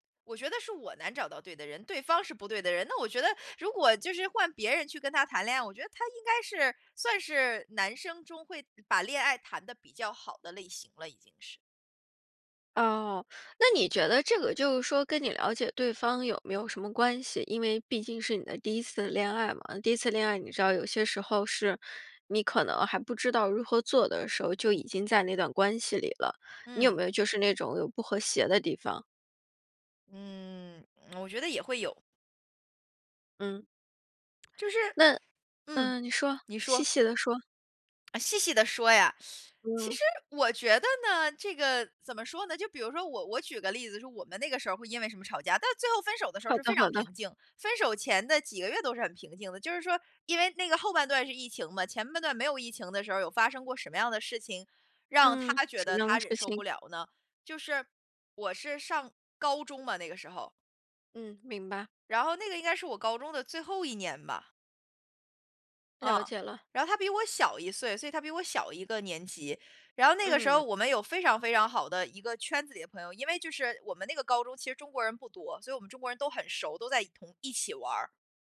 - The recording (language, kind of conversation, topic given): Chinese, podcast, 有什么歌会让你想起第一次恋爱？
- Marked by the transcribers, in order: lip smack; lip smack; other background noise; teeth sucking